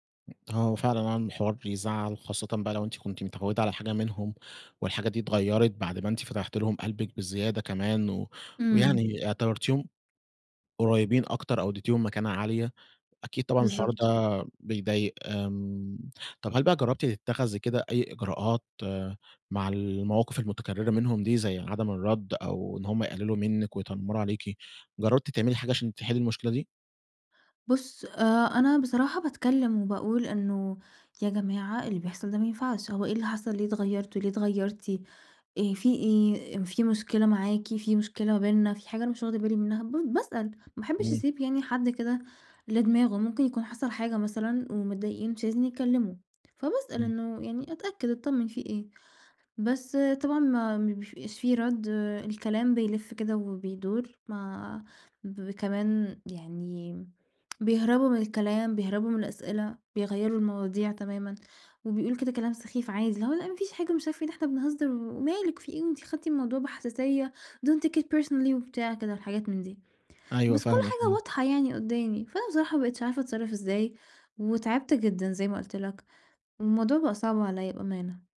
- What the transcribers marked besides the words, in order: tapping; tsk; in English: "don't take it personally"
- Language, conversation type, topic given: Arabic, advice, ليه بتلاقيني بتورّط في علاقات مؤذية كتير رغم إني عايز أبطل؟